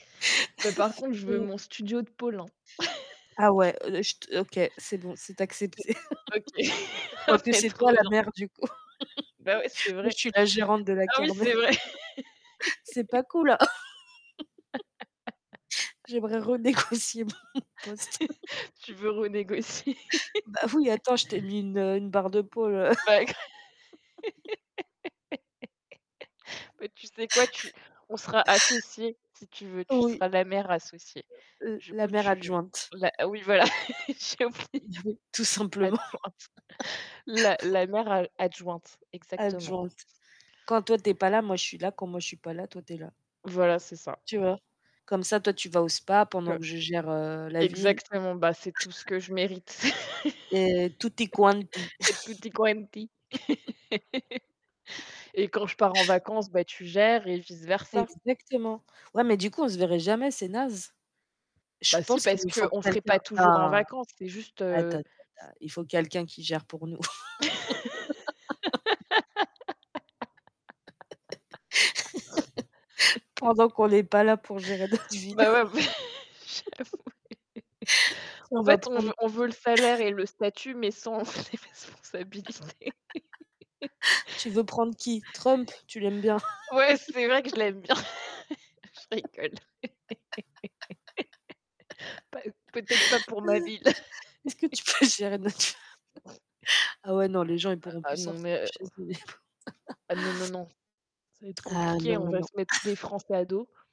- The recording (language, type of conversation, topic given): French, unstructured, Comment imaginez-vous un bon maire pour votre ville ?
- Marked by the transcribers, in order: static; chuckle; unintelligible speech; other background noise; laugh; distorted speech; laugh; laugh; laughing while speaking: "kermesse"; laugh; laughing while speaking: "renégocier mon poste"; laugh; laughing while speaking: "renégocier"; laughing while speaking: "oui"; laugh; laugh; chuckle; tapping; laugh; unintelligible speech; laughing while speaking: "adjointe"; laughing while speaking: "tout simplement"; laugh; laugh; put-on voice: "tutti quanti"; put-on voice: "tutti quanti"; laugh; laugh; laugh; chuckle; laughing while speaking: "j'avoue"; laugh; chuckle; laughing while speaking: "les responsabilités"; laugh; mechanical hum; laugh; laugh; laughing while speaking: "peux gérer notre ville ?"; laugh; laughing while speaking: "Je rigole"; laugh; laugh; chuckle; laughing while speaking: "les pauvres"; laugh; tsk